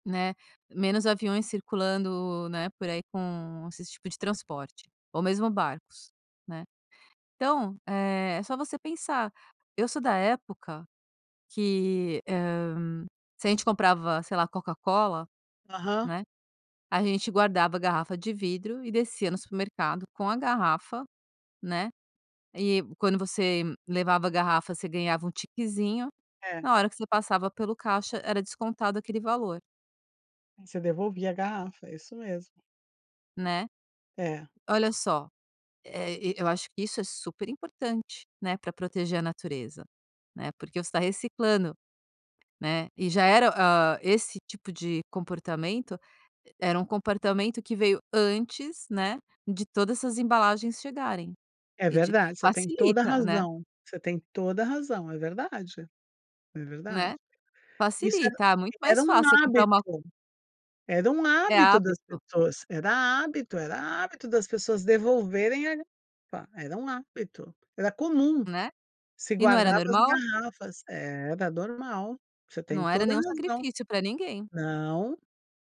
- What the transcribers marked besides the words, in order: none
- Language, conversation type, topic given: Portuguese, podcast, Que pequenos gestos diários ajudam, na sua opinião, a proteger a natureza?